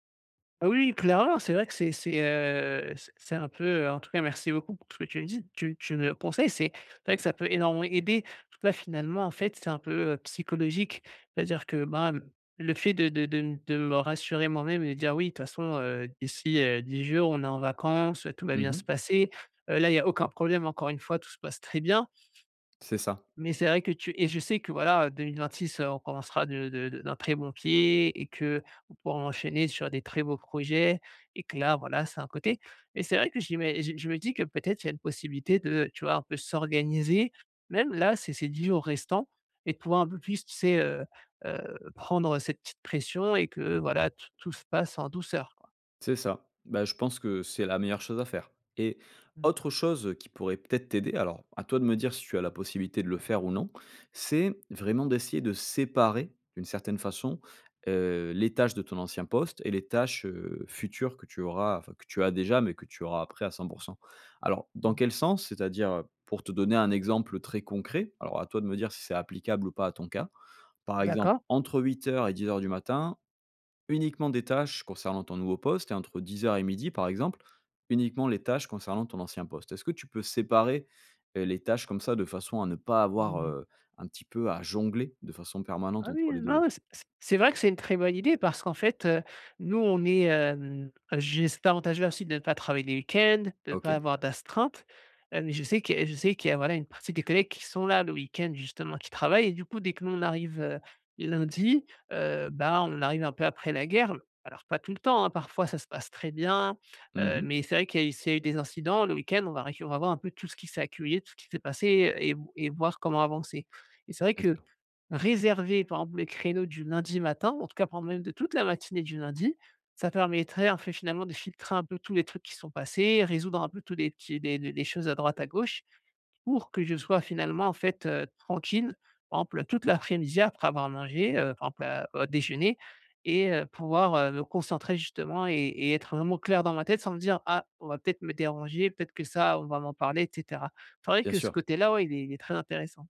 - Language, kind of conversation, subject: French, advice, Comment puis-je améliorer ma clarté mentale avant une tâche mentale exigeante ?
- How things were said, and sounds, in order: other background noise; tapping